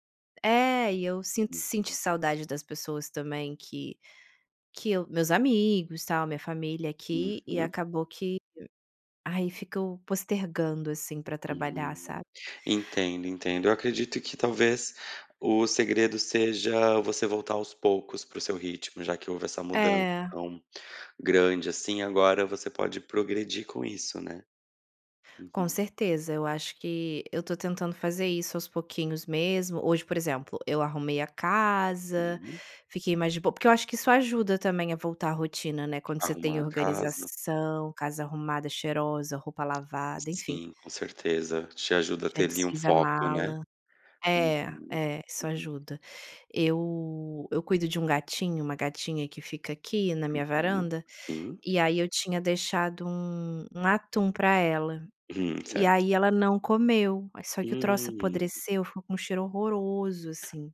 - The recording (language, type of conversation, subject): Portuguese, advice, Como posso retomar o ritmo de trabalho após férias ou um intervalo longo?
- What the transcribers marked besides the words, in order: tapping; other background noise; drawn out: "Hum"